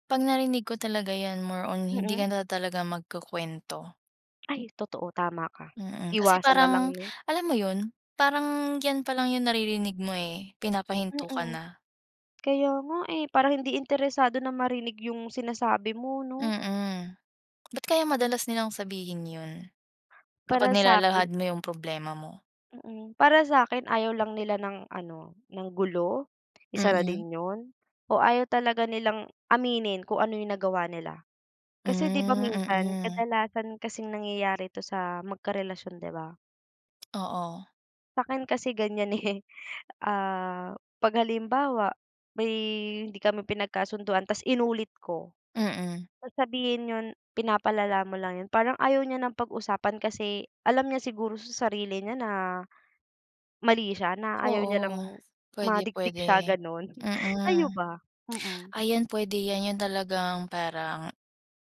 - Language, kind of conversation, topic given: Filipino, unstructured, Ano ang sinasabi mo sa mga taong nagsasabing “pinapalala mo lang iyan”?
- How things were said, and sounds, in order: laughing while speaking: "eh"; chuckle